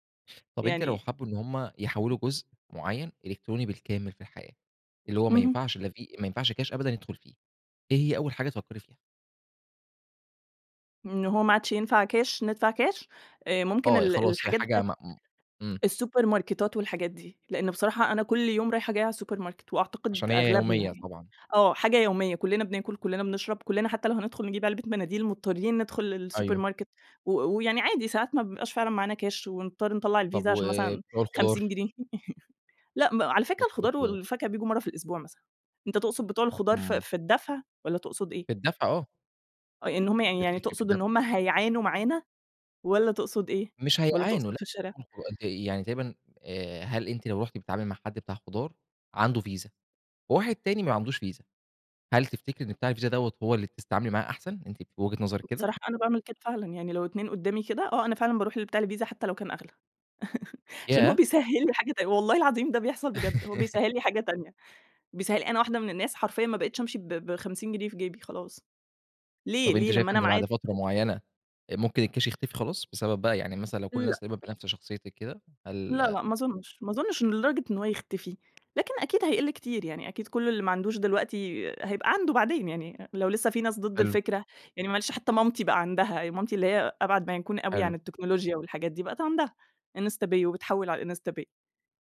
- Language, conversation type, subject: Arabic, podcast, إيه رأيك في الدفع الإلكتروني بدل الكاش؟
- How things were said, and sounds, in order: other background noise; laugh; unintelligible speech; tapping; laugh; laughing while speaking: "عشان هو بيسهل لي حاجة تانية"; laugh; background speech; in English: "الكاش"